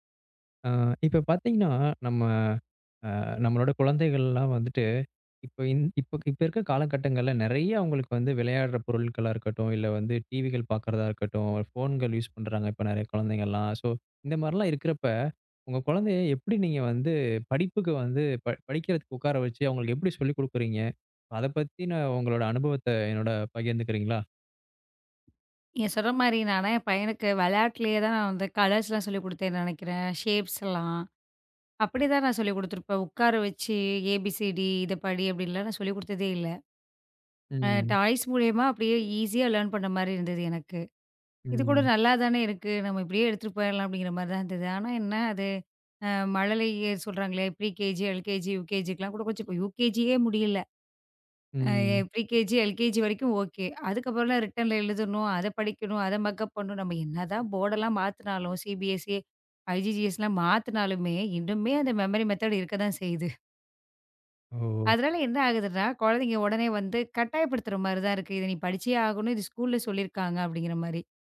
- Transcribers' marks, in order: in English: "யூஸ்"; in English: "சோ"; "நான்லாம்" said as "நான்னா"; in English: "கலர்ஸ்லாம்"; in English: "ஷேப்ஸ்"; in English: "டாய்ஸ்"; in English: "ஈசியா லேர்ன்"; in English: "ப்ரி கே-ஜி, எல்-கே-ஜி, யு-கே-ஜிக்கெல்லாம்"; in English: "யு-கே-ஜியே"; in English: "ப்ரி கே-ஜி, எல்-கே-ஜி"; in English: "ரிட்டன்ல"; in English: "மக்அப்"; in English: "போர்டு"; in English: "சி-பி-எஸ்-இ, ஐ-ஜி-சி-எஸ்லாம்"; in English: "மெமரி மெத்தடு"; chuckle; in English: "ஸ்கூல்ல"
- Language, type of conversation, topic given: Tamil, podcast, குழந்தைகளை படிப்பில் ஆர்வம் கொள்ளச் செய்வதில் உங்களுக்கு என்ன அனுபவம் இருக்கிறது?